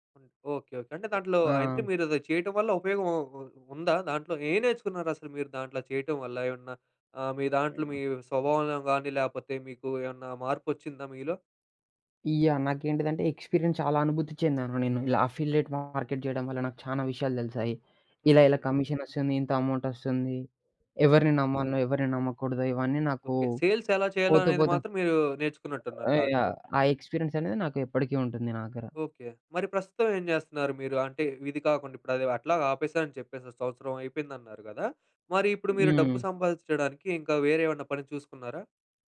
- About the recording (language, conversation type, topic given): Telugu, podcast, మీ జీవితంలో మీ పని ఉద్దేశ్యాన్ని ఎలా గుర్తించారు?
- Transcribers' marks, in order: other noise; other background noise; in English: "ఎక్స్పీరియన్స్"; in English: "అఫిల్లేట్ మార్కెట్"; in English: "సేల్స్"; in English: "ఎక్స్పీరియన్స్"